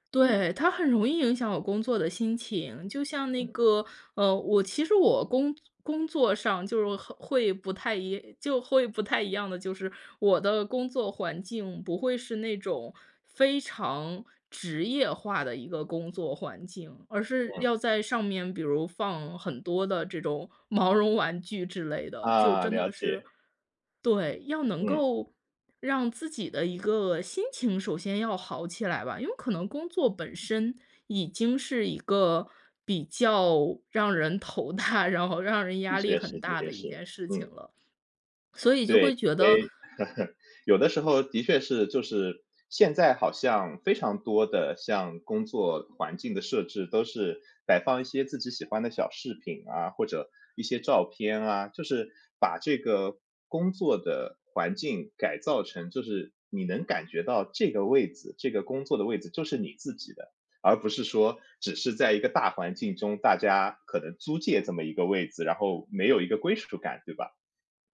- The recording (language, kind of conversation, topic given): Chinese, podcast, 你会如何布置你的工作角落，让自己更有干劲？
- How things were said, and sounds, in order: laughing while speaking: "大"; other background noise; chuckle